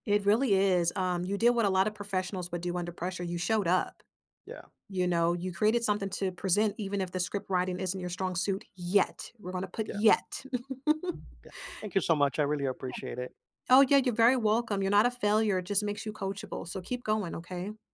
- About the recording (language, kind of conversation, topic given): English, advice, How do I recover my confidence and prepare better after a failed job interview?
- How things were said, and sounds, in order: stressed: "yet"; chuckle; other background noise; unintelligible speech